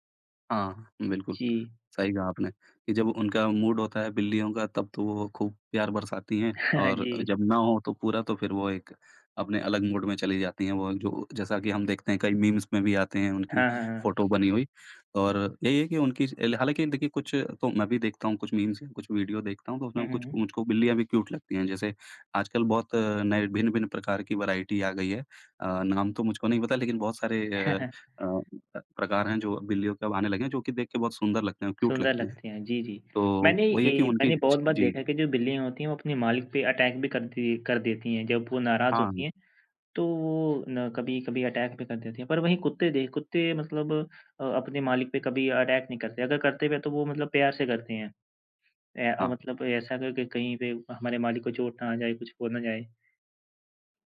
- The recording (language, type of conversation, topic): Hindi, unstructured, आपको कुत्ते पसंद हैं या बिल्लियाँ?
- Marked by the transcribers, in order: in English: "मूड"; chuckle; in English: "मूड"; in English: "मीम्स"; in English: "मीम्स"; in English: "क्यूट"; in English: "वैरायटी"; chuckle; in English: "क्यूट"; in English: "अटैक"; tapping; in English: "अटैक"; in English: "अटैक"